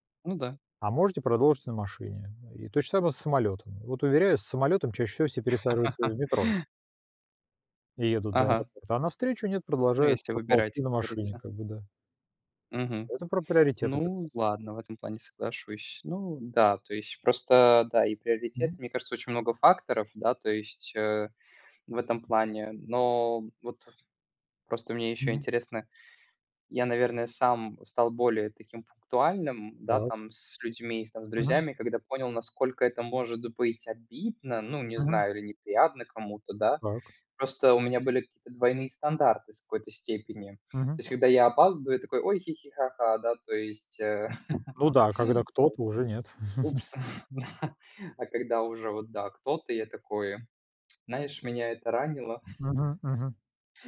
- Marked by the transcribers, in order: chuckle; chuckle; laugh; chuckle
- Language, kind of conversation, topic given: Russian, unstructured, Почему люди не уважают чужое время?